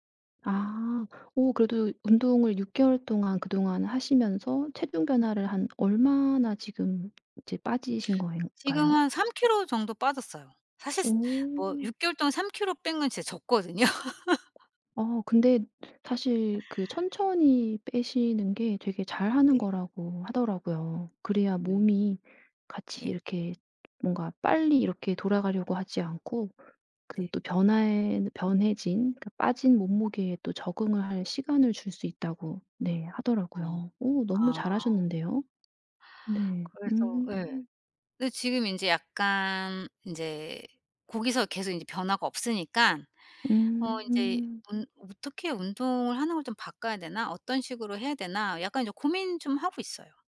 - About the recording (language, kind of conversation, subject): Korean, advice, 운동 성과 정체기를 어떻게 극복할 수 있을까요?
- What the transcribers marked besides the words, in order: other background noise; laughing while speaking: "적거든요"; laugh; tapping